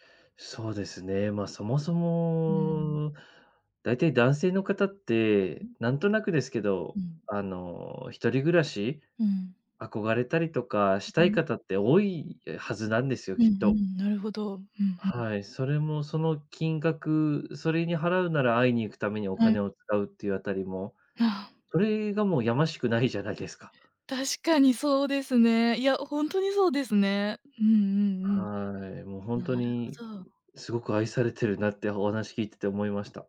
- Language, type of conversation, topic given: Japanese, advice, 長距離恋愛で不安や孤独を感じるとき、どうすれば気持ちが楽になりますか？
- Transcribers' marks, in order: unintelligible speech; tapping